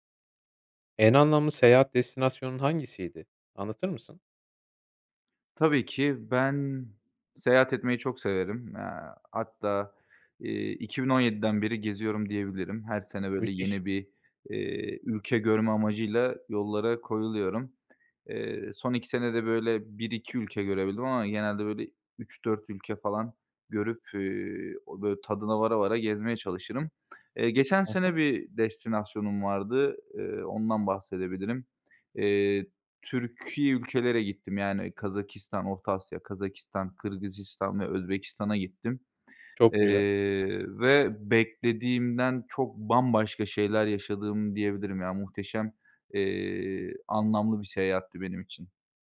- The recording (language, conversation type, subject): Turkish, podcast, En anlamlı seyahat destinasyonun hangisiydi ve neden?
- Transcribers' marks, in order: none